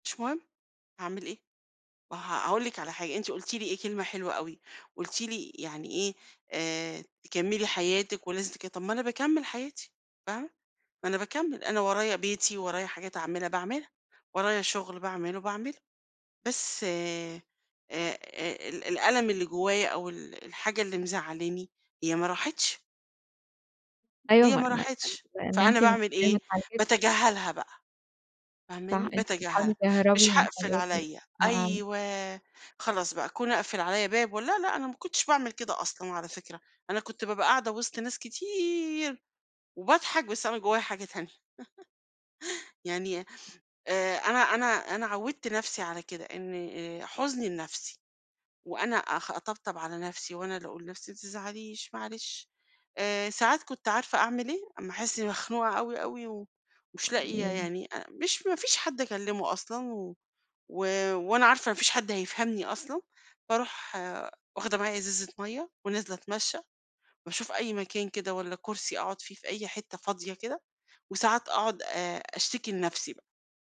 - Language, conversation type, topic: Arabic, podcast, إزاي بتواسي نفسك في أيام الزعل؟
- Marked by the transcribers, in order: other background noise; unintelligible speech; unintelligible speech; unintelligible speech; laugh; unintelligible speech